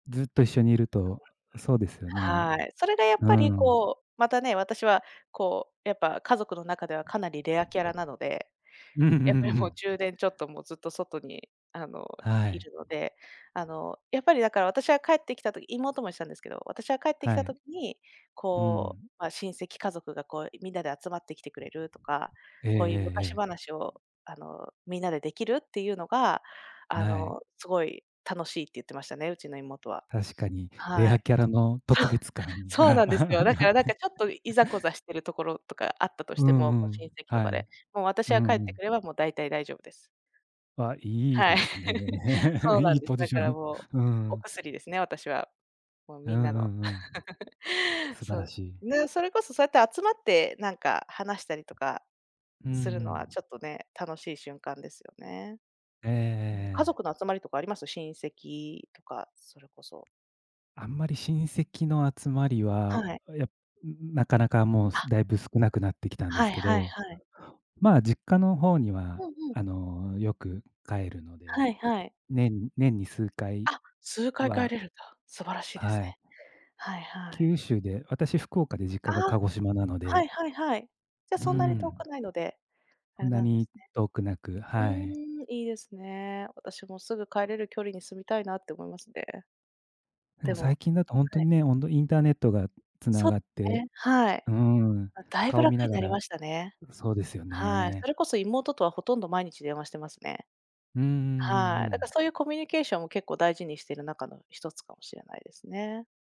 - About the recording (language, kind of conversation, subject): Japanese, unstructured, 家族と過ごす時間で、いちばん大切にしていることは何ですか？
- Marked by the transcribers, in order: other background noise; tapping; chuckle; laughing while speaking: "があって"; chuckle; chuckle